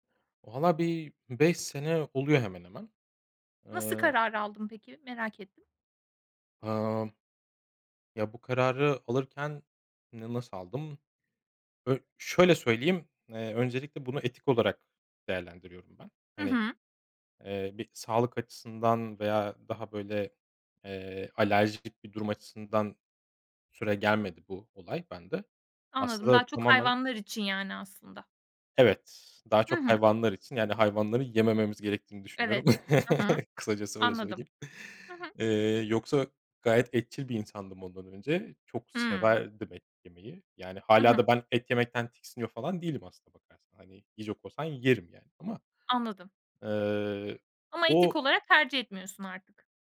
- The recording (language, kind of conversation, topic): Turkish, podcast, Yemek yapma alışkanlıkların nasıl?
- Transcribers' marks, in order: chuckle